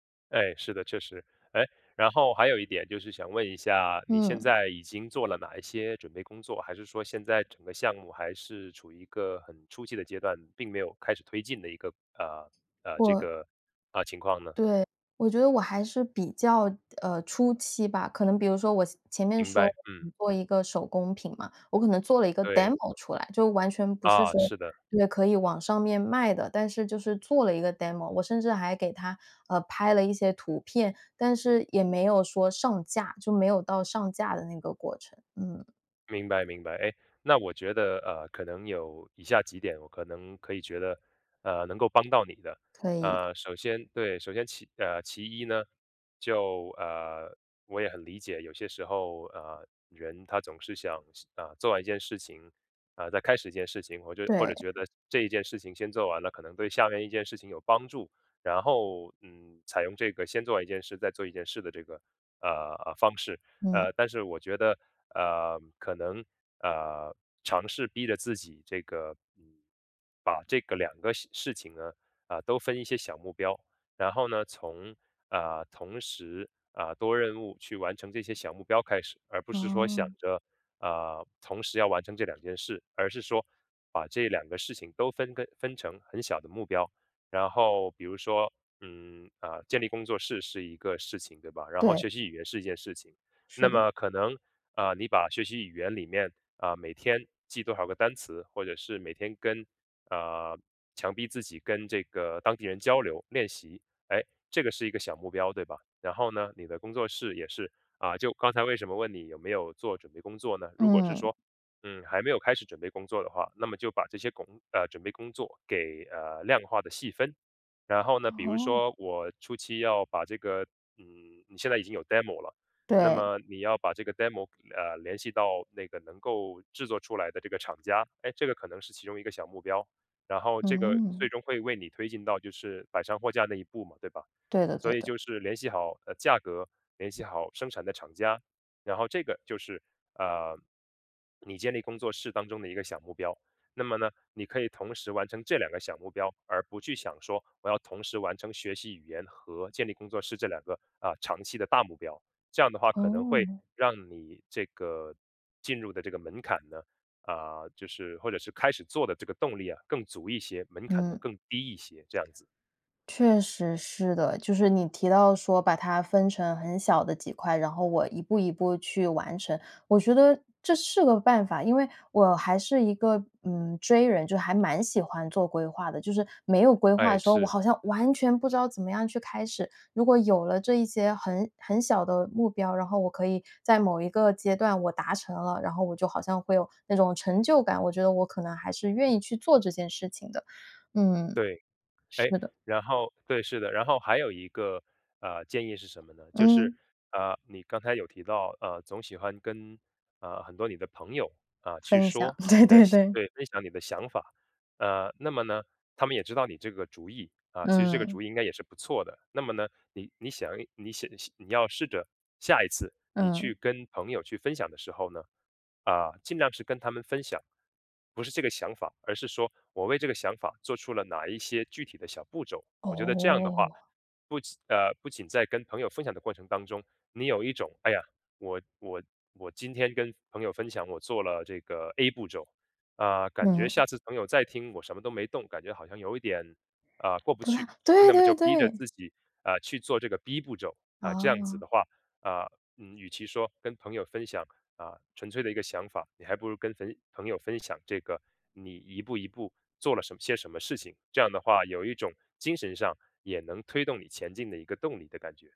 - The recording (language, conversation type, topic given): Chinese, advice, 我总是拖延，无法开始新的目标，该怎么办？
- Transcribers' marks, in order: other background noise; in English: "demo"; in English: "demo"; "工" said as "拱"; in English: "demo"; in English: "demo"; other noise; anticipating: "成就感"; laughing while speaking: "对 对 对"; drawn out: "哦"; anticipating: "对 对 对"; "朋" said as "焚"